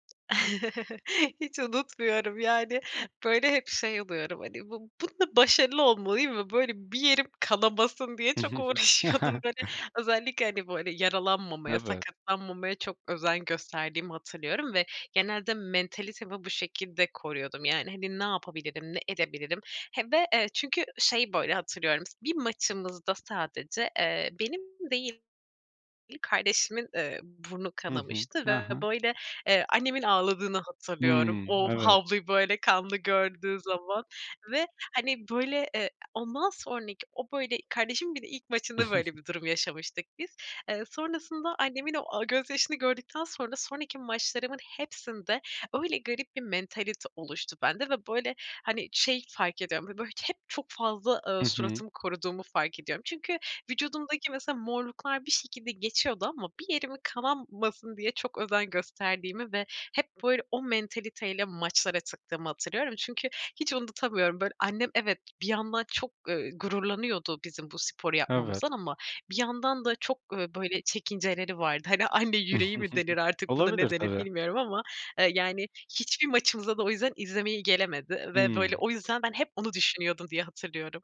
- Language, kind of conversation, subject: Turkish, podcast, Eski bir hobinizi yeniden keşfetmeye nasıl başladınız, hikâyeniz nedir?
- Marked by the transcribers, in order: chuckle; laughing while speaking: "Hiç unutmuyorum, yani, böyle, hep … diye çok uğraşıyordum"; chuckle; other background noise; giggle; "kanamasın" said as "kananmasın"; chuckle